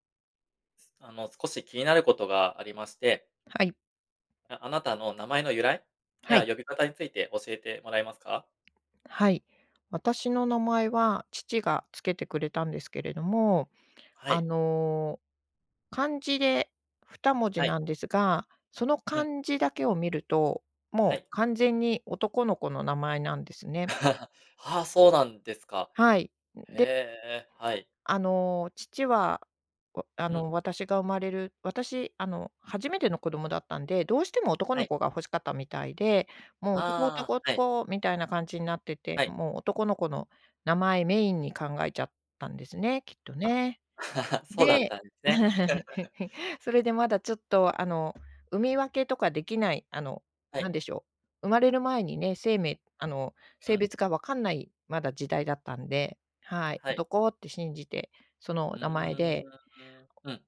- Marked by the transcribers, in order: laugh; laugh; other background noise
- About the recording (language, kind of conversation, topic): Japanese, podcast, 名前の由来や呼び方について教えてくれますか？